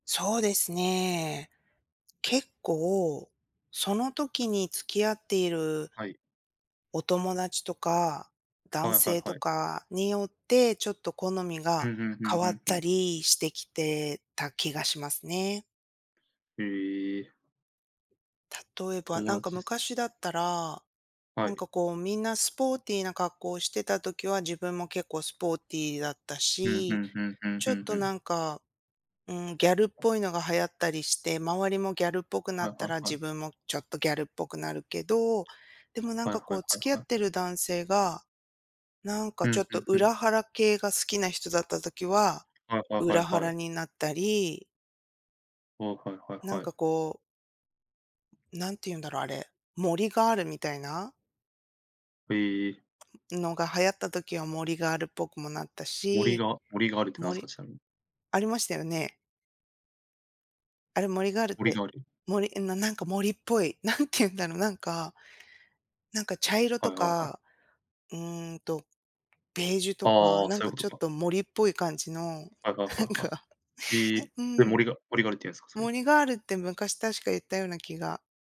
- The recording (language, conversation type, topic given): Japanese, podcast, 自分の服の好みはこれまでどう変わってきましたか？
- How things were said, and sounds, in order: other background noise; tapping; laughing while speaking: "なんてゆんだろう"; laughing while speaking: "なんか"